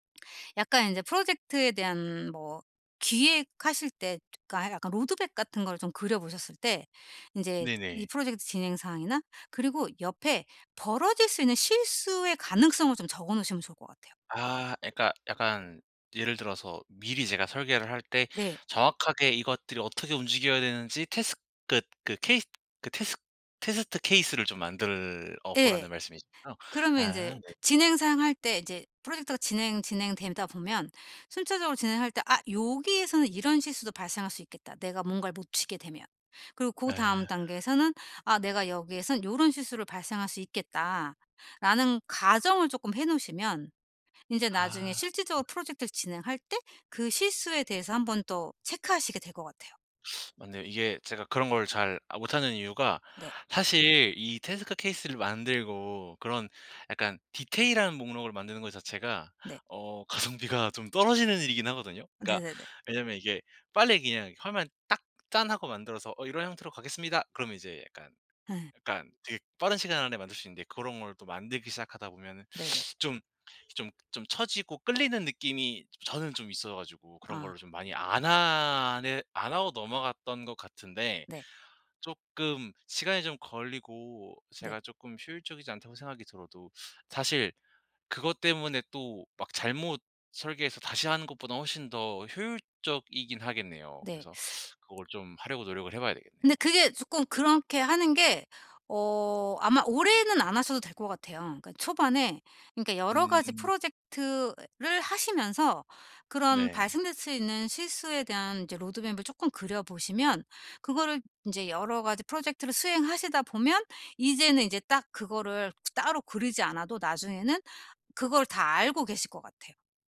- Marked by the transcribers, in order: in English: "로드맵"; in English: "테스트 케이스를"; other background noise; tapping; in English: "테스트 케이스를"; "테스크" said as "테스트"; in English: "디테일한"; in English: "로드맵을"
- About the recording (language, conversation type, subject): Korean, advice, 실수에서 어떻게 배우고 같은 실수를 반복하지 않을 수 있나요?